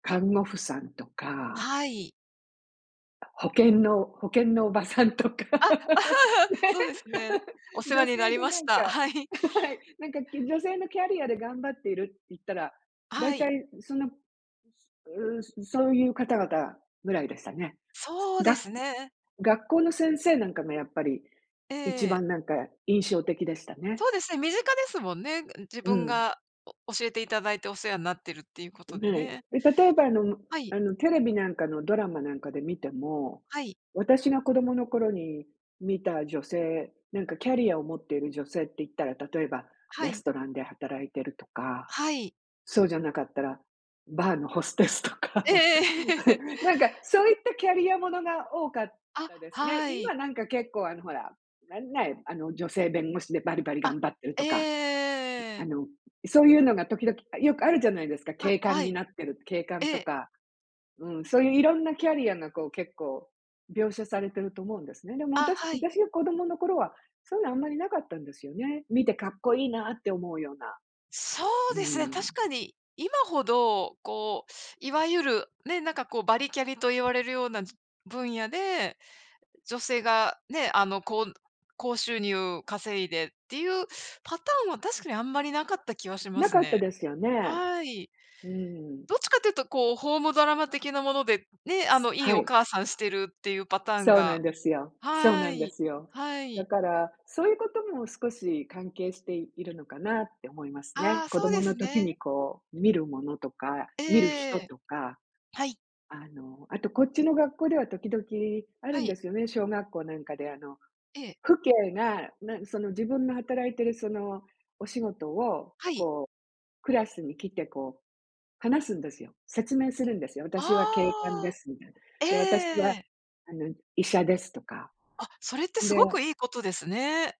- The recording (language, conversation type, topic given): Japanese, unstructured, 子どもの頃に抱いていた夢は何で、今はどうなっていますか？
- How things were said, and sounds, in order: laughing while speaking: "おばさんとか、ね"; laugh; laughing while speaking: "はい"; other noise; laughing while speaking: "ホステスとか"; chuckle; other background noise